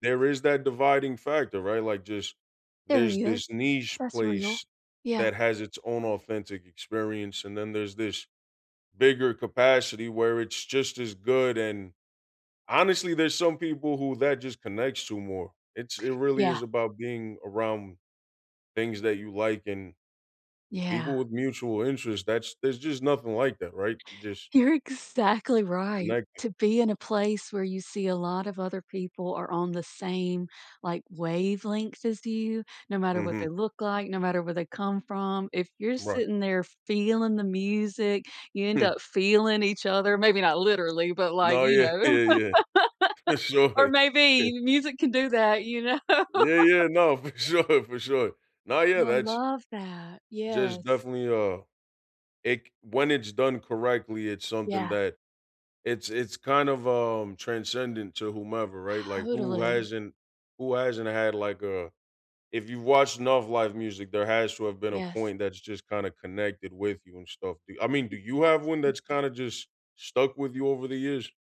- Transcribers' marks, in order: tapping; laughing while speaking: "yeah, yeah. For sure"; laugh; chuckle; laughing while speaking: "know?"; laughing while speaking: "for sure, for sure"
- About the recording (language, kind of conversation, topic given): English, unstructured, Should I pick a festival or club for a cheap solo weekend?